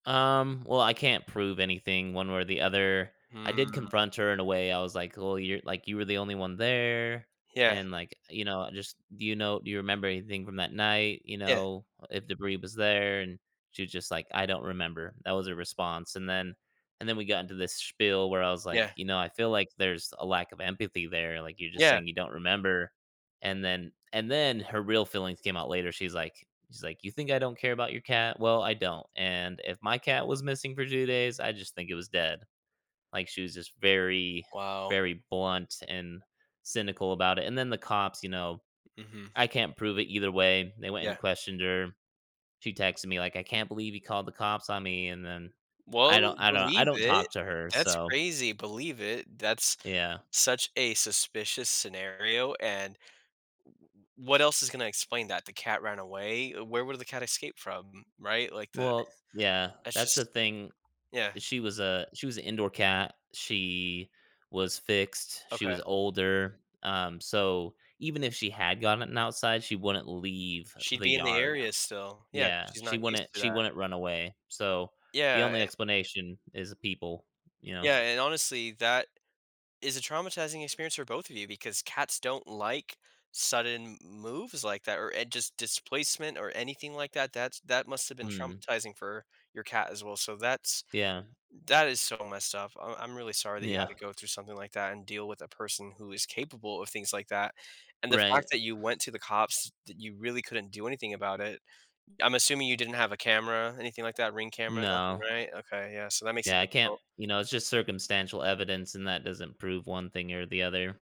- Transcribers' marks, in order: drawn out: "Mm"; tapping; other background noise
- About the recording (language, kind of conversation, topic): English, advice, How can I celebrate overcoming a personal challenge?